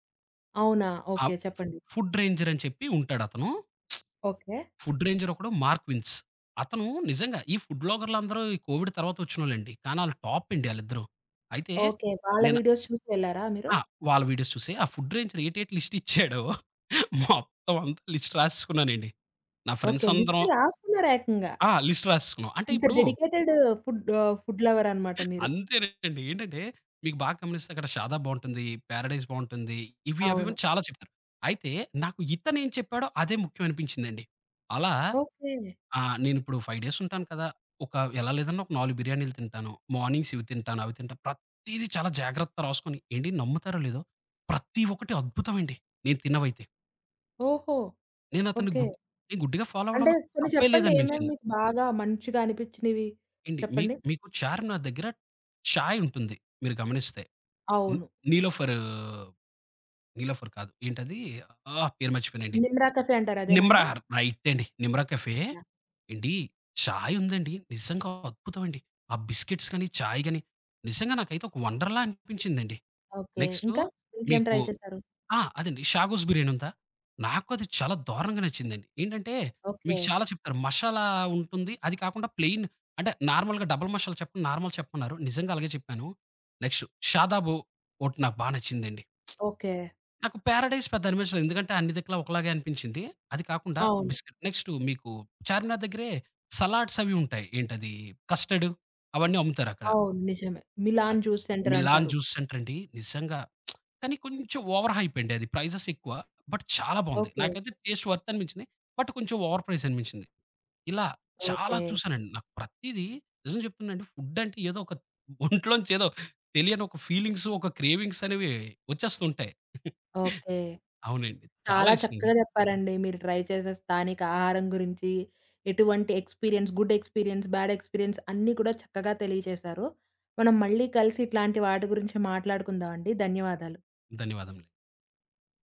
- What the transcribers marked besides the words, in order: tapping; in English: "ఫుడ్ రేంజర్"; lip smack; in English: "ఫుడ్ రేంజర్"; in English: "ఫుడ్"; in English: "కోవిడ్"; in English: "టాప్"; in English: "వీడియోస్"; in English: "వీడియోస్"; in English: "ఫుడ్ రేంజర్"; laughing while speaking: "ఏటేటి లిస్ట్ ఇచ్చాడో మొత్తం అంత లిస్ట్"; in English: "లిస్ట్"; in English: "లిస్ట్"; in English: "ఫ్రెండ్స్"; in English: "లిస్ట్"; in English: "లిస్ట్"; in English: "డెడికేటెడ్ ఫుడ్"; in English: "ఫుడ్ లవర్"; hiccup; in English: "ఫైవ్ డేస్"; in English: "మార్నింగ్స్"; in English: "ఫాలో"; other background noise; in English: "బిస్కెట్స్"; in English: "వండర్‌ల"; in English: "ట్రై"; in English: "ప్లెయిన్"; in English: "డబల్"; in English: "నార్మల్"; lip smack; in English: "సలాడ్స్"; lip smack; in English: "ప్రైజెస్"; in English: "బట్"; in English: "టేస్ట్ వర్త్"; in English: "బట్"; in English: "ఓవర్ ప్రైస్"; stressed: "చాలా"; chuckle; in English: "ట్రై"; in English: "ఎక్స్‌పీరియన్స్ , గుడ్ ఎక్స్‌పీరియన్స్, బ్యాడ్ ఎక్స్‌పీరియన్స్"
- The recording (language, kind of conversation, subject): Telugu, podcast, స్థానిక ఆహారం తింటూ మీరు తెలుసుకున్న ముఖ్యమైన పాఠం ఏమిటి?